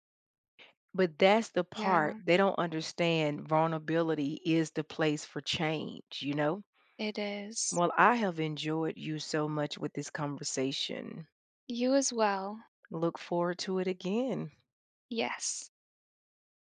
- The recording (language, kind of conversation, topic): English, unstructured, Why do people find it hard to admit they're wrong?
- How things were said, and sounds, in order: none